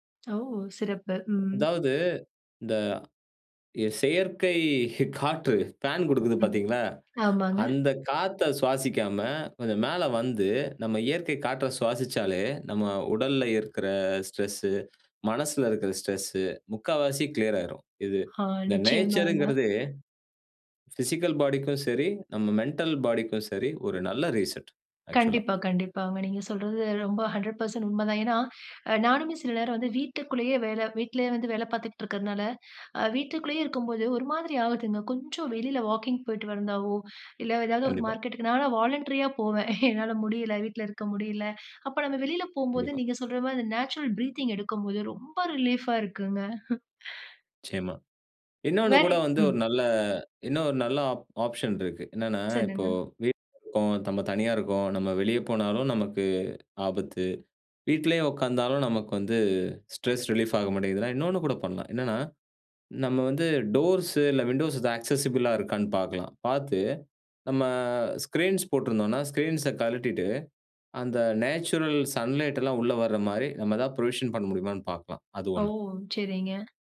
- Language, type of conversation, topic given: Tamil, podcast, சிறிய இடைவெளிகளை தினசரியில் பயன்படுத்தி மனதை மீண்டும் சீரமைப்பது எப்படி?
- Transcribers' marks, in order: other background noise; chuckle; in English: "ஸ்ட்ரெஸ்ஸு"; in English: "ஸ்ட்ரெஸ்ஸு"; in English: "ஃபிசிக்கல் பாடிக்கும்"; in English: "மெண்டல் பாடிக்கும்"; in English: "ரீசெட், ஆக்சுவல்லா"; "வந்தாவோ" said as "வருந்தாவோ"; in English: "வாலண்டரியா"; chuckle; in English: "நேச்சுரல் ப்ரீத்திங்"; in English: "ரிலீஃப்பா"; chuckle; drawn out: "நல்ல"; "நம்ம" said as "தம்ம"; in English: "ஸ்ட்ரெஸ் ரிலீஃப்"; in English: "ஆக்சஸிபிளா"; drawn out: "நம்ம"; in English: "நேச்சுரல் சன்லைட்டெல்லாம்"; in English: "புரொவிஷன்"